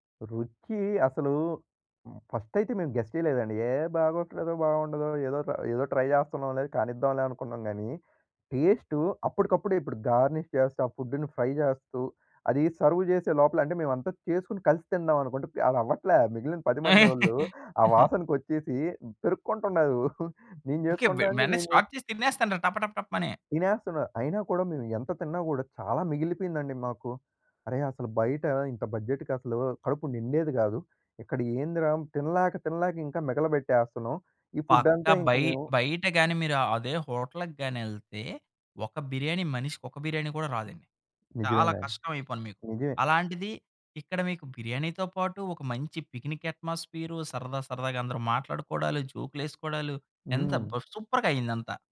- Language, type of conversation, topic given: Telugu, podcast, తక్కువ బడ్జెట్‌లో ఆకట్టుకునే విందును ఎలా ఏర్పాటు చేస్తారు?
- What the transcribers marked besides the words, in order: in English: "ఫస్ట్"; in English: "గెస్"; in English: "ట్రై"; in English: "గార్నిష్"; in English: "ఫుడ్‌ని ఫ్రై"; in English: "సెర్వ్"; laugh; in English: "స్టార్ట్"; in English: "బడ్జెట్‌కి"; in English: "ఫుడ్"; in English: "హోటల్‌కి"; in English: "పిక్నిక్ అట్మాస్ఫియర్"; in English: "సూపర్‌గా"